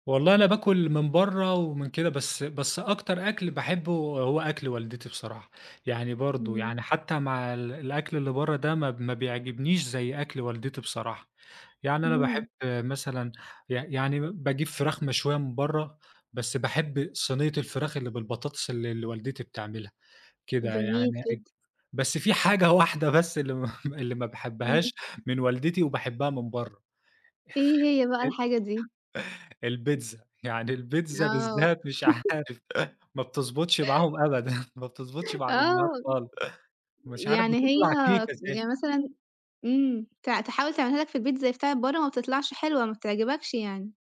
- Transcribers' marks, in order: laugh; laugh; laugh; chuckle; chuckle
- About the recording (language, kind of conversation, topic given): Arabic, podcast, أي وصفة بتحس إنها بتلم العيلة حوالين الطاولة؟